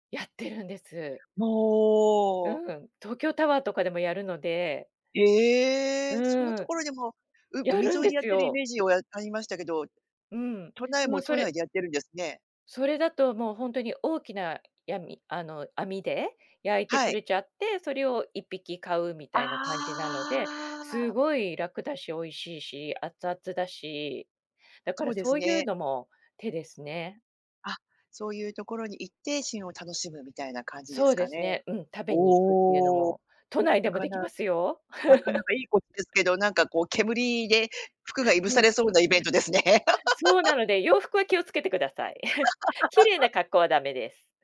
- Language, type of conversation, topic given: Japanese, podcast, 旬の食材をどのように楽しんでいますか？
- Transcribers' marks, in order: chuckle; other noise; laugh; chuckle